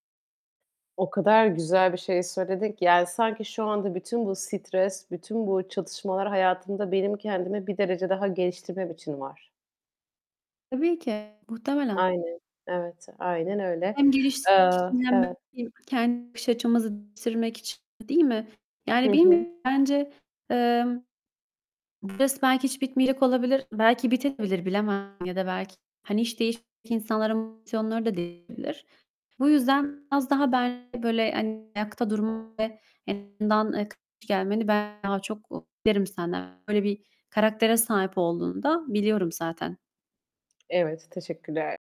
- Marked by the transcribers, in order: tapping; static; distorted speech; other background noise; unintelligible speech; unintelligible speech
- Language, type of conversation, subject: Turkish, unstructured, Günlük stresle başa çıkmanın en iyi yolu nedir?